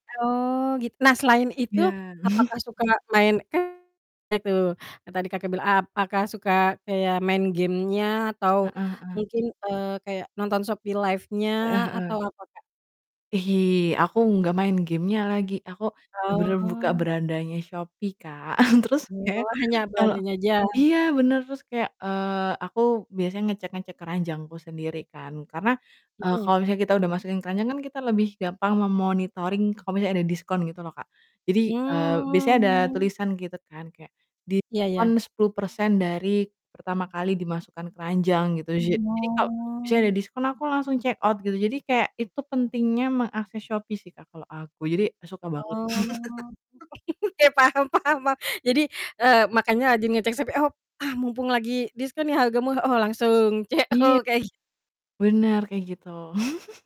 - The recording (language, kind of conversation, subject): Indonesian, podcast, Bagaimana kebiasaanmu menggunakan ponsel pintar sehari-hari?
- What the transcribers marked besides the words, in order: chuckle; distorted speech; chuckle; in English: "me-monitoring"; drawn out: "Mmm"; drawn out: "Oh"; in English: "check out"; laugh; laughing while speaking: "Ya, paham paham paham"; laugh; laughing while speaking: "CO, kayak gi"; laugh